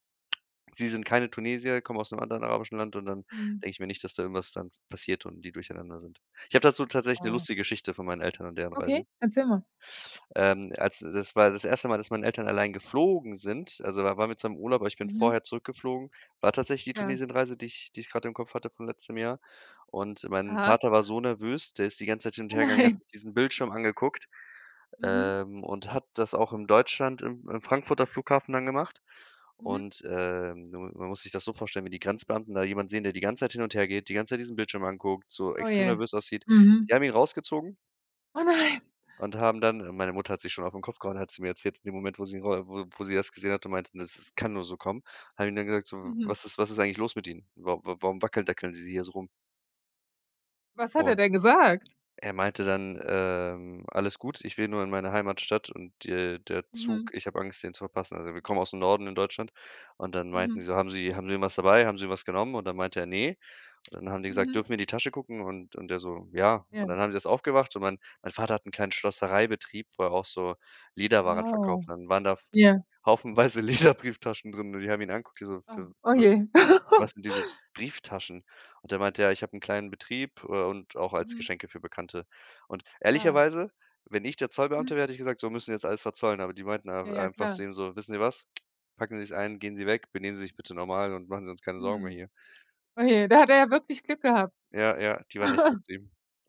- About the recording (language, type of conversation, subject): German, podcast, Was ist dein wichtigster Reisetipp, den jeder kennen sollte?
- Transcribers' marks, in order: stressed: "geflogen"; laughing while speaking: "Oh, nein"; unintelligible speech; other background noise; laughing while speaking: "haufenweise Lederbrieftaschen"; chuckle; chuckle